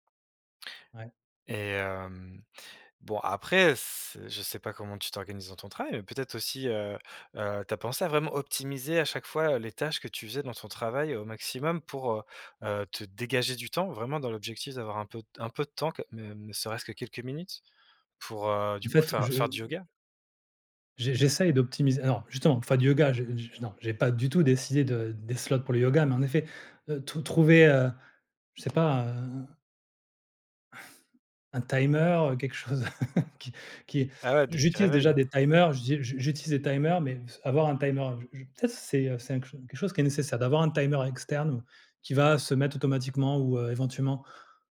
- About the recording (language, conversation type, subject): French, advice, Comment votre mode de vie chargé vous empêche-t-il de faire des pauses et de prendre soin de vous ?
- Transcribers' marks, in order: stressed: "optimiser"; in English: "slots"; chuckle